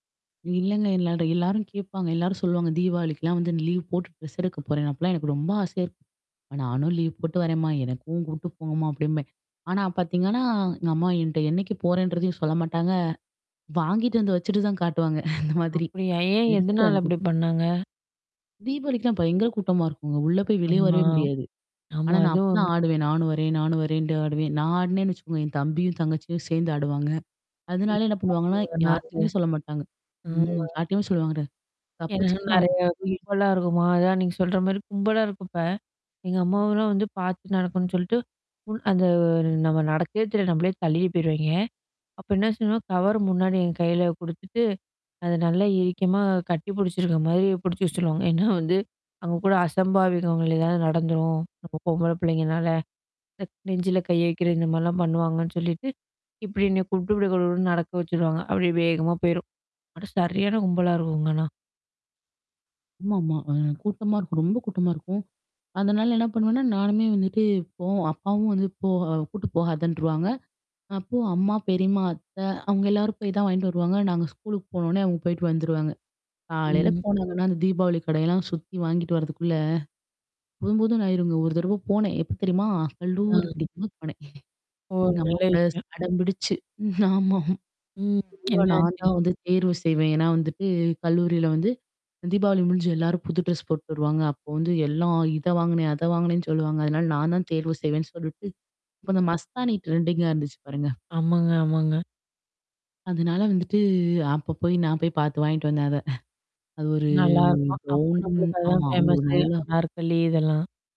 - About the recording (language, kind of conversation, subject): Tamil, podcast, உங்கள் ஸ்டைல் காலப்போக்கில் எப்படி வளர்ந்தது என்று சொல்ல முடியுமா?
- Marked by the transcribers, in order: tapping; distorted speech; unintelligible speech; static; laughing while speaking: "அந்த மாதிரி"; unintelligible speech; unintelligible speech; "சொல்லமாட்டாங்க" said as "சொல்லுவாங்கடா"; unintelligible speech; unintelligible speech; laughing while speaking: "பிடிச்சு வச்சுடுவாங்க"; unintelligible speech; other noise; laughing while speaking: "ம் ஆமாம்"; other background noise; in another language: "மஸ்தானி"; in English: "ட்ரெண்டிங்கா"; laughing while speaking: "வந்தேன் அதை"; in English: "ஃபேமசு"